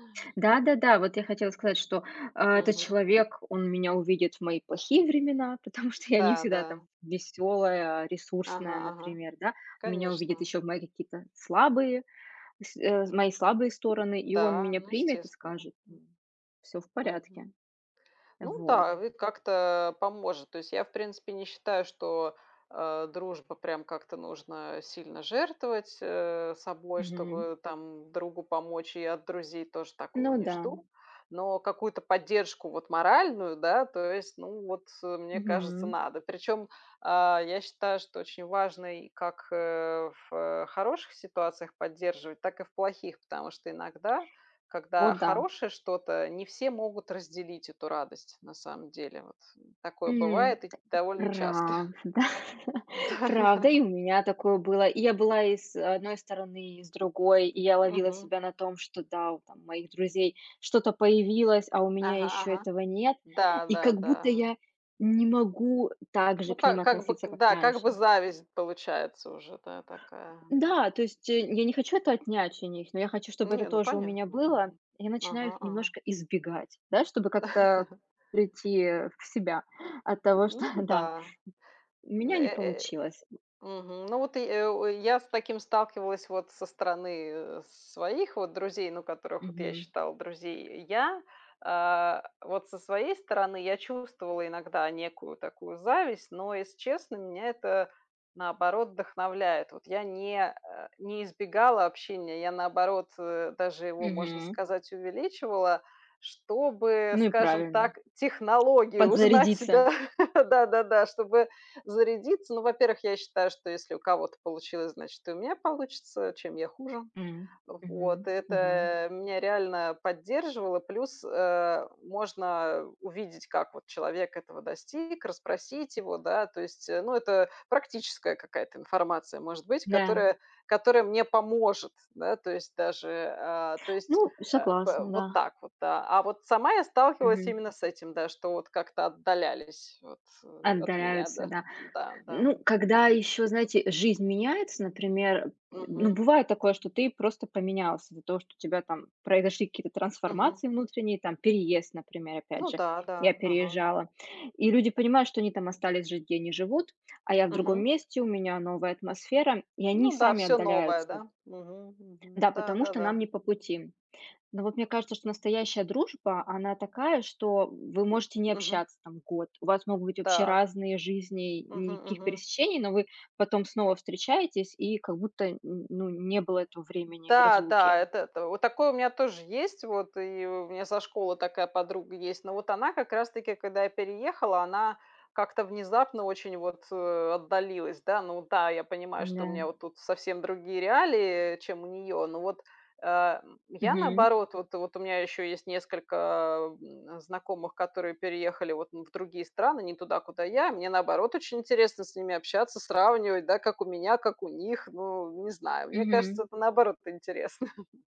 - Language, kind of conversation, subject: Russian, unstructured, Что для вас значит настоящая дружба?
- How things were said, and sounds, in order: laughing while speaking: "потому что"; tapping; laughing while speaking: "правда"; laughing while speaking: "Да-да"; chuckle; laughing while speaking: "технологию узнать"; laughing while speaking: "интересно"